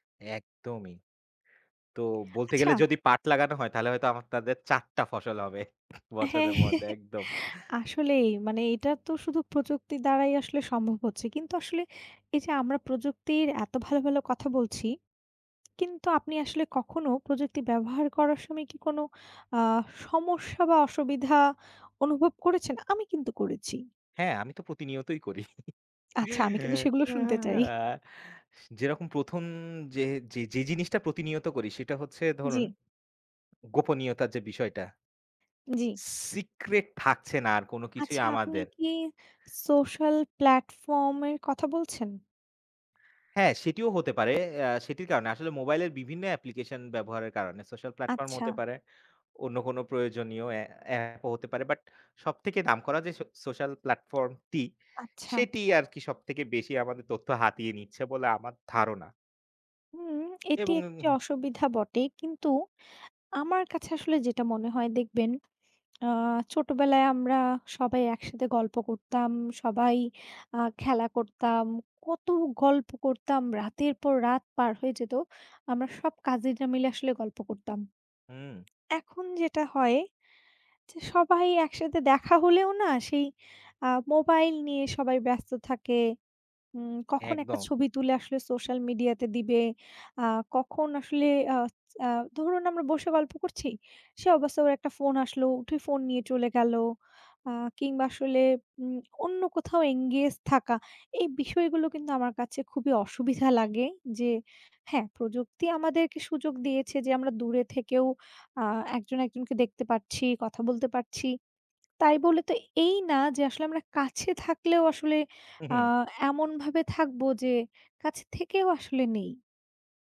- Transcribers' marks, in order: "আপনাদের" said as "আমাটাদের"; scoff; laughing while speaking: "বছরের মধ্যে। একদম"; laughing while speaking: "হ্যাঁ"; chuckle; laugh; laughing while speaking: "শুনতে চাই"; in English: "অ্যাপ্লিকেশন"; in English: "engage"
- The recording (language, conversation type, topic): Bengali, unstructured, তোমার জীবনে প্রযুক্তি কী ধরনের সুবিধা এনে দিয়েছে?
- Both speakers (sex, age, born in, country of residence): female, 25-29, Bangladesh, Bangladesh; male, 25-29, Bangladesh, Bangladesh